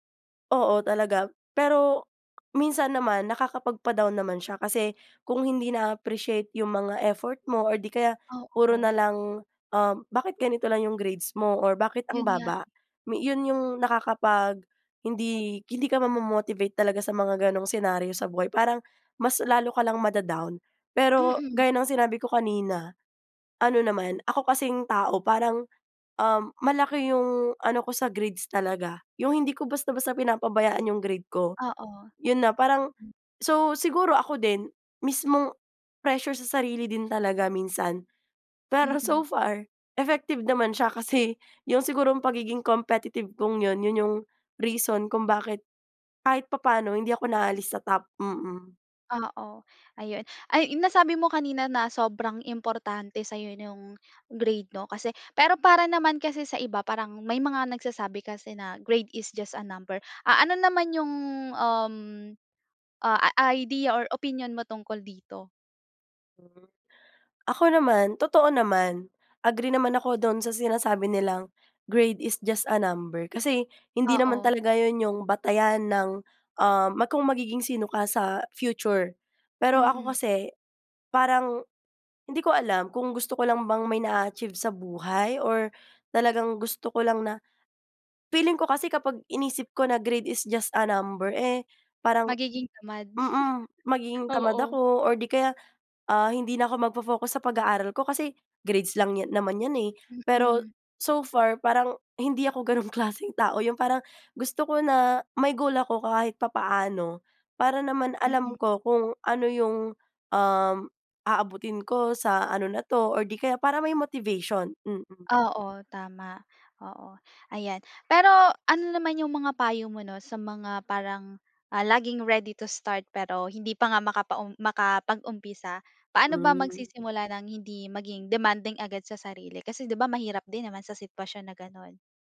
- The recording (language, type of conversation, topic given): Filipino, podcast, Paano mo nilalabanan ang katamaran sa pag-aaral?
- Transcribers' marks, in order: in English: "so far effective"; in English: "grade is just a number"; in English: "grade is just a number"; in English: "grade is just a number"; chuckle; laughing while speaking: "Oo"; laughing while speaking: "gano'n klaseng tao"; in English: "ready to start"